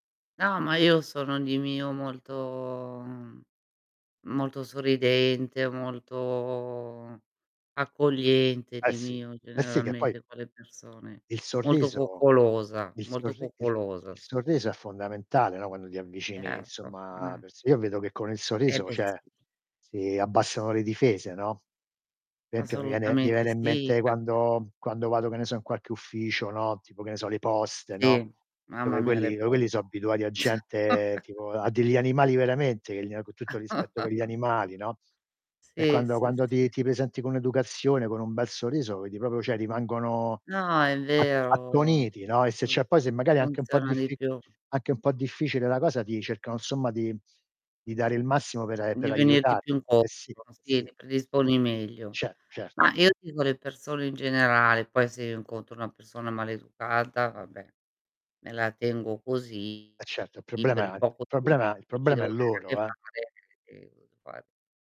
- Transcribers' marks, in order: drawn out: "molto"; drawn out: "molto"; tapping; "cioè" said as "ceh"; unintelligible speech; "esempio" said as "empio"; distorted speech; other background noise; chuckle; chuckle; "proprio" said as "popo"; "cioè" said as "ceh"; "insomma" said as "nsomma"; unintelligible speech
- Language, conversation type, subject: Italian, unstructured, Che cosa ti fa sentire più connesso alle persone intorno a te?